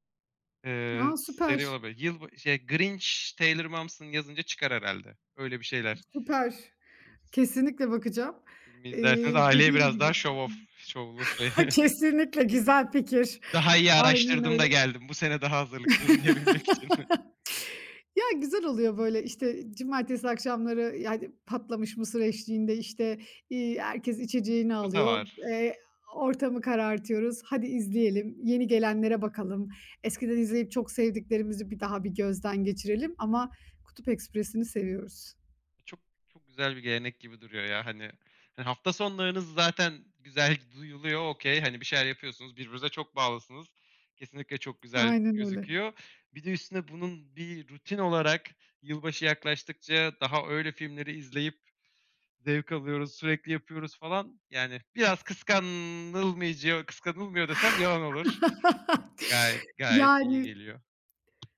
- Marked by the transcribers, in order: unintelligible speech; other background noise; chuckle; in English: "show-off"; laughing while speaking: "Kesinlikle"; chuckle; laugh; laughing while speaking: "diyebilmek için"; unintelligible speech; in English: "Okay"; chuckle; tapping
- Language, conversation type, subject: Turkish, podcast, Hafta sonu aile rutinleriniz genelde nasıl şekillenir?
- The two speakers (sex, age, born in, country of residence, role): female, 35-39, Turkey, Austria, guest; male, 25-29, Turkey, Germany, host